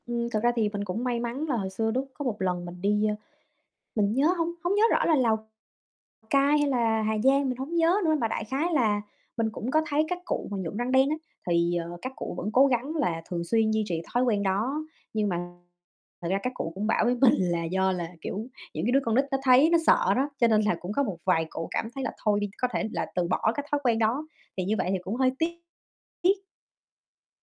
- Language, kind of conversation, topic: Vietnamese, unstructured, Bạn đã từng gặp phong tục nào khiến bạn thấy lạ lùng hoặc thú vị không?
- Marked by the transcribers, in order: static; tapping; distorted speech; laughing while speaking: "mình"